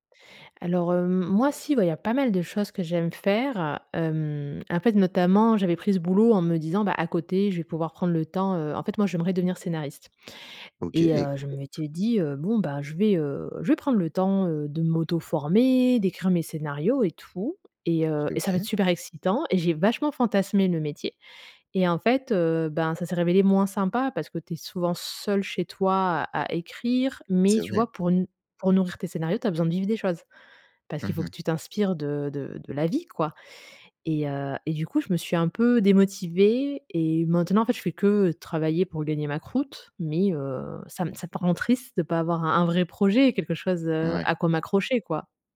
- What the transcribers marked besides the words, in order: none
- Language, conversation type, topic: French, advice, Comment surmonter la peur de vivre une vie par défaut sans projet significatif ?